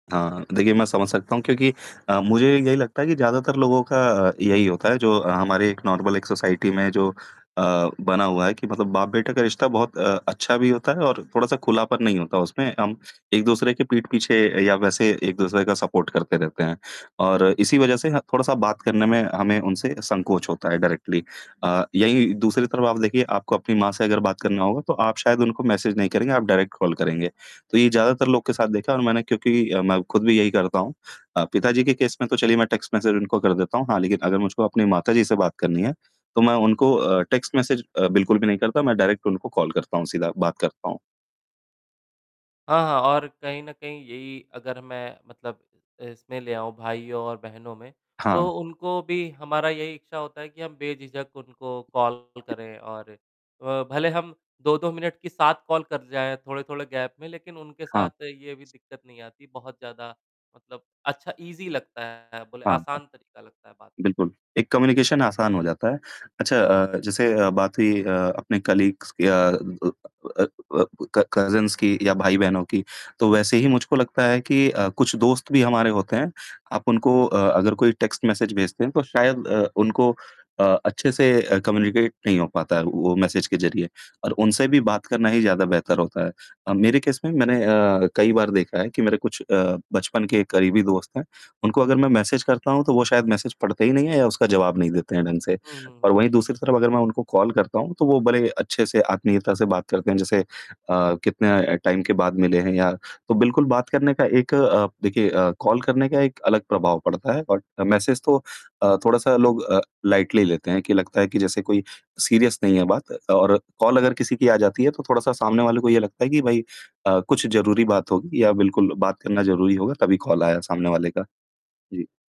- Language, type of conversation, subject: Hindi, unstructured, आप संदेश लिखकर बात करना पसंद करते हैं या फोन पर बात करना?
- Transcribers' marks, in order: static; in English: "नॉर्मल"; in English: "सोसाइटी"; in English: "सपोर्ट"; in English: "डायरेक्टली"; in English: "मैसेज"; in English: "डायरेक्ट"; in English: "केस"; in English: "टेक्स्ट मैसेज"; in English: "टेक्स्ट मैसेज"; in English: "डायरेक्ट"; tapping; distorted speech; in English: "कॉल"; in English: "मिनट"; in English: "कॉल"; in English: "गैप"; in English: "ईज़ी"; in English: "कम्युनिकेशन"; in English: "कलीग्स"; in English: "क-कज़िन्स"; in English: "टेक्स्ट मैसेज"; in English: "कम्यूनिकेट"; in English: "मैसेज"; in English: "केस"; in English: "मैसेज"; in English: "मैसेज"; in English: "टाइम"; in English: "कॉल"; in English: "मैसेज"; in English: "लाइटली"; in English: "सीरियस"; in English: "कॉल"